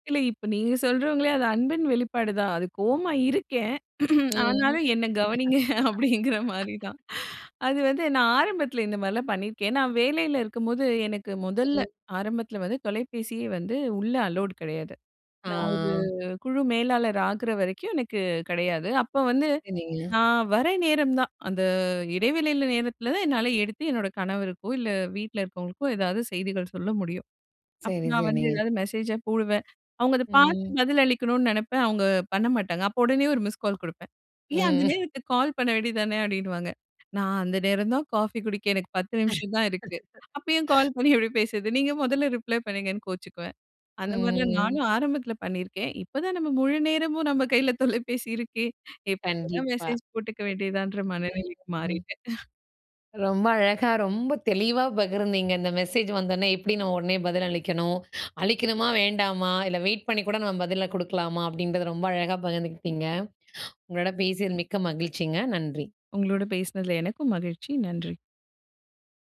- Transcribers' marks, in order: throat clearing; laughing while speaking: "என்ன கவனிங்க அப்டிங்கிற மாரிதான்"; laugh; in English: "அலோட்"; drawn out: "ஆ"; other background noise; in English: "மிஸ்கால்"; laughing while speaking: "ஏன் அந்த நேரத்துக்கு கால் பண்ண … வேண்டியாதன்ற மனநிலைக்கு மாறிட்டேன்"; chuckle; laugh; drawn out: "ம்"
- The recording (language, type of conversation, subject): Tamil, podcast, நீங்கள் செய்தி வந்தவுடன் உடனே பதிலளிப்பீர்களா?